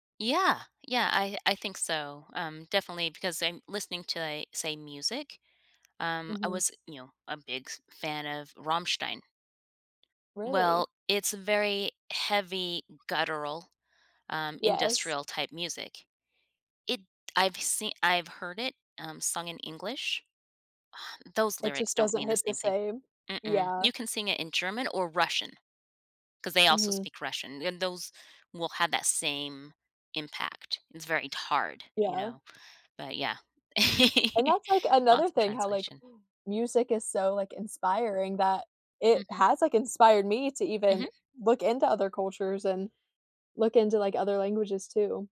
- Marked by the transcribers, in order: other background noise; put-on voice: "Rammstein"; laugh
- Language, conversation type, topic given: English, unstructured, Who inspires you to follow your dreams?
- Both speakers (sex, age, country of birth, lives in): female, 18-19, United States, United States; female, 50-54, United States, United States